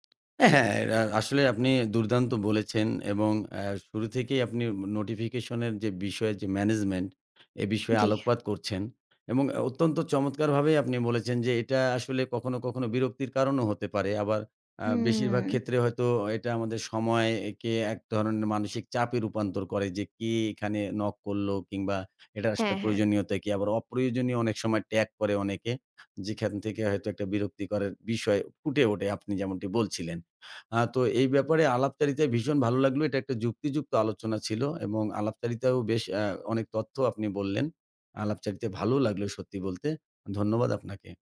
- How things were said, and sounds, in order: tapping; other background noise
- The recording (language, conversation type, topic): Bengali, podcast, বারবার বিজ্ঞপ্তি এলে আপনি সাধারণত কী করেন?